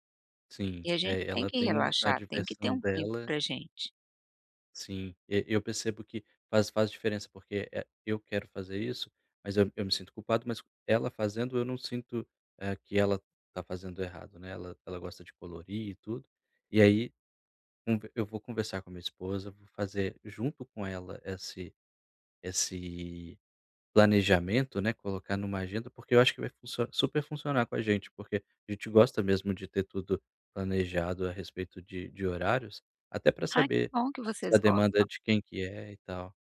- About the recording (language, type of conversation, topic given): Portuguese, advice, Como posso equilibrar melhor a diversão e as minhas responsabilidades?
- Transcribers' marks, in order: none